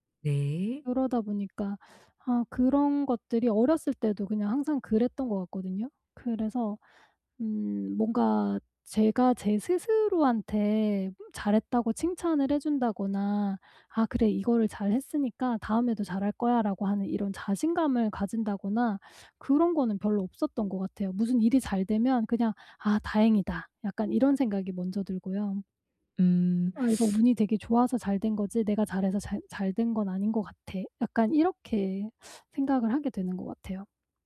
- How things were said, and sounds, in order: teeth sucking; other noise; teeth sucking; teeth sucking; teeth sucking
- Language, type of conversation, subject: Korean, advice, 자기의심을 줄이고 자신감을 키우려면 어떻게 해야 하나요?